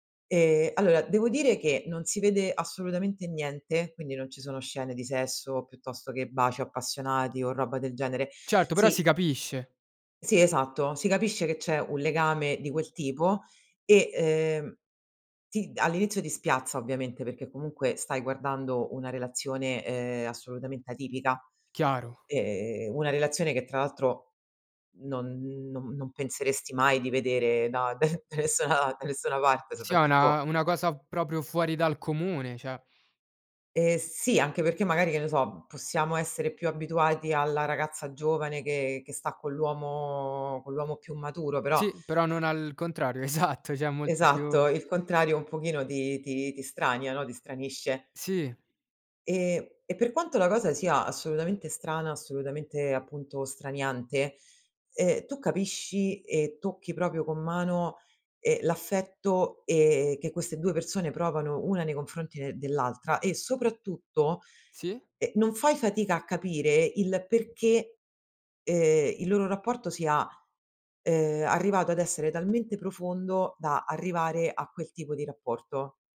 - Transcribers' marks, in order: laughing while speaking: "da nessuna da nessuna"; "cioè" said as "ceh"; laughing while speaking: "esatto"; "cioè" said as "ceh"
- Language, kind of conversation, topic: Italian, podcast, Qual è un film che ti ha cambiato la prospettiva sulla vita?